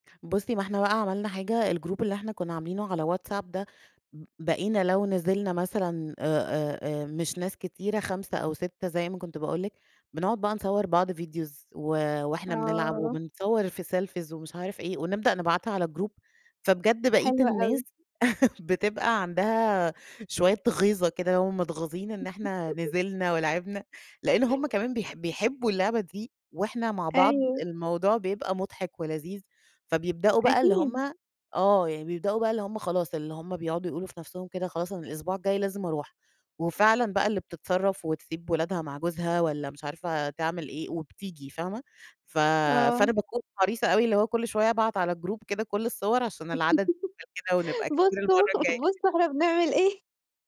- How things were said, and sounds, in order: in English: "الGroup"; in English: "Videos"; in English: "Selfies"; in English: "الGroup"; laugh; laugh; in English: "الGroup"; laugh; unintelligible speech; laugh
- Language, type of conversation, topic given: Arabic, podcast, إزاي الهواية بتأثر على صحتك النفسية؟